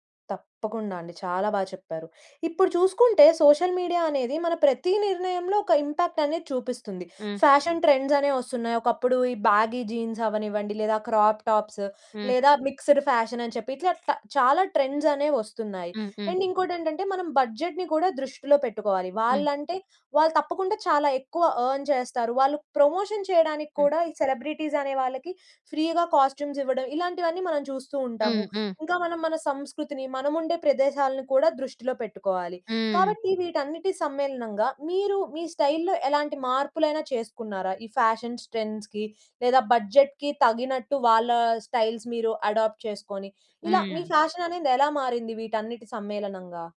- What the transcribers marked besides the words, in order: in English: "సోషల్ మీడియా"; in English: "ఇంపాక్ట్"; in English: "ఫ్యాషన్ ట్రెండ్స్"; in English: "బ్యాగీ జీన్స్"; in English: "క్రాప్ టాప్స్"; in English: "మిక్స్డ్ ఫ్యాషన్"; in English: "ట్రెండ్స్"; in English: "అండ్"; in English: "బడ్జెట్‌ని"; in English: "అర్న్"; in English: "ప్రమోషన్"; in English: "సెలబ్రిటీస్"; in English: "ఫ్రీగా కాస్ట్యూమ్స్"; other noise; in English: "స్టైల్‌లో"; in English: "ఫ్యాషన్స్ ట్రెండ్స్‌కి"; in English: "బడ్జెట్‌కి"; in English: "స్టైల్స్"; in English: "అడాప్ట్"; in English: "ఫ్యాషన్"
- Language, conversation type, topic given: Telugu, podcast, మీ శైలికి ప్రేరణనిచ్చే వ్యక్తి ఎవరు?